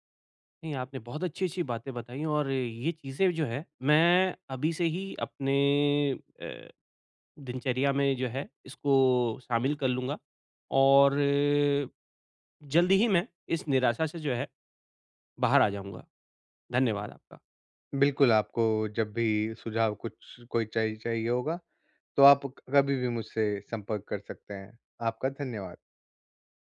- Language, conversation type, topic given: Hindi, advice, निराशा और असफलता से उबरना
- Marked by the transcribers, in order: none